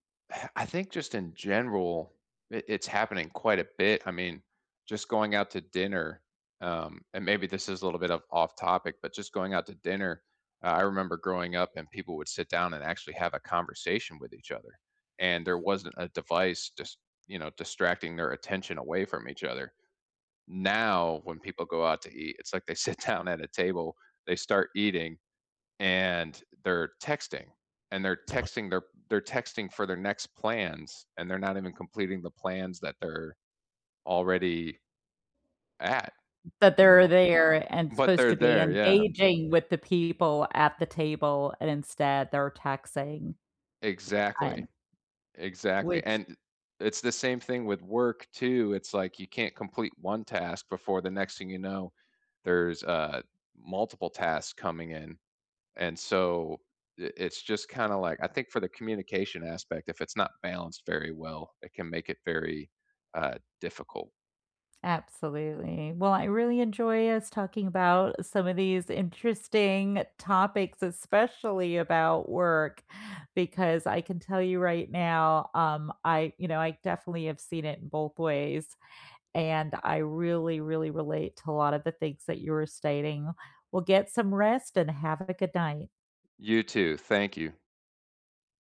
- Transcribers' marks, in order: scoff; laughing while speaking: "sit down"; other background noise
- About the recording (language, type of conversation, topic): English, unstructured, How is technology changing your everyday work, and which moments stand out most?
- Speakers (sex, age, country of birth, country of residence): female, 50-54, United States, United States; male, 35-39, United States, United States